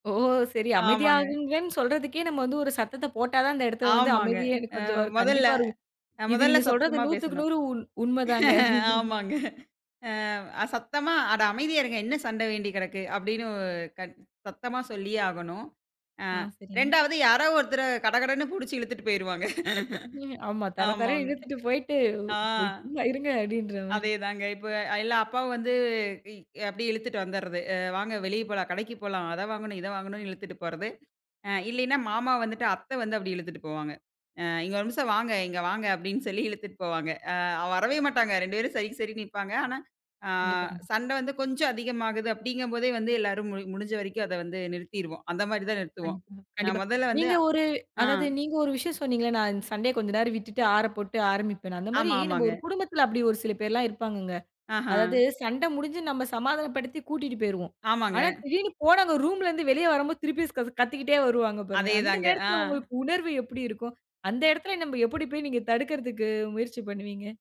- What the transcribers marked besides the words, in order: tapping; chuckle; laughing while speaking: "உண் உண்மதாங்க"; laugh; laughing while speaking: "ஆமா. தர தரன்னு இழுத்துட்டு போயிட்டு, உ இப் ம்மா இருங்க அப்படின்ற மாரி"
- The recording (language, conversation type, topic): Tamil, podcast, சண்டை தீவிரமாகிப் போகும்போது அதை எப்படி அமைதிப்படுத்துவீர்கள்?